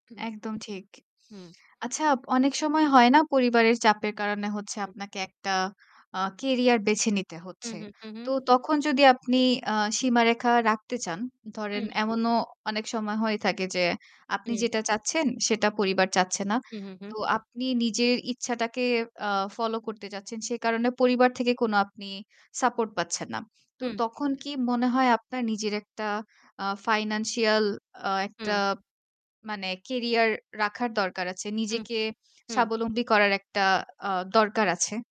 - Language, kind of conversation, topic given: Bengali, podcast, সমাজচাপের মুখে আপনি কীভাবে নিজের পথ বেছে নেন?
- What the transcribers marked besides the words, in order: distorted speech; static